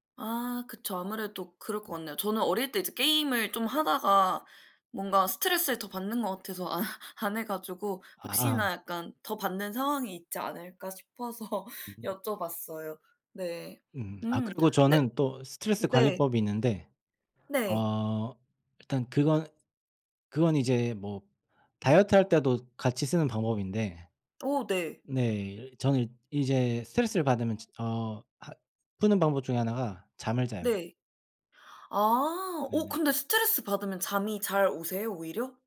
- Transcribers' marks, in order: other background noise; laughing while speaking: "안"; laughing while speaking: "싶어서"
- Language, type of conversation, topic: Korean, unstructured, 직장에서 스트레스를 어떻게 관리하시나요?